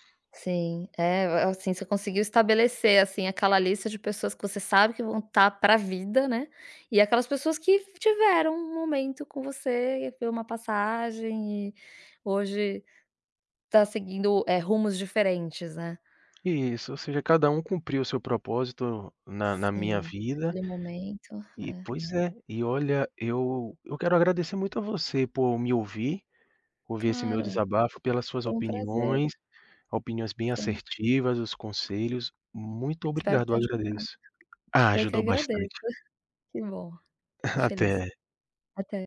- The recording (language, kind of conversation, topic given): Portuguese, advice, Como manter uma amizade à distância com pouco contato?
- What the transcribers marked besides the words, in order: other background noise; tapping; chuckle